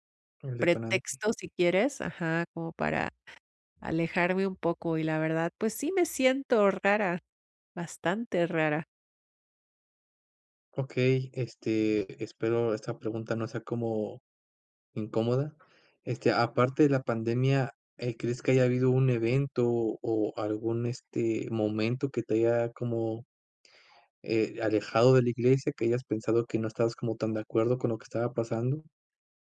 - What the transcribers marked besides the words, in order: other background noise
- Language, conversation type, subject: Spanish, advice, ¿Cómo puedo afrontar una crisis espiritual o pérdida de fe que me deja dudas profundas?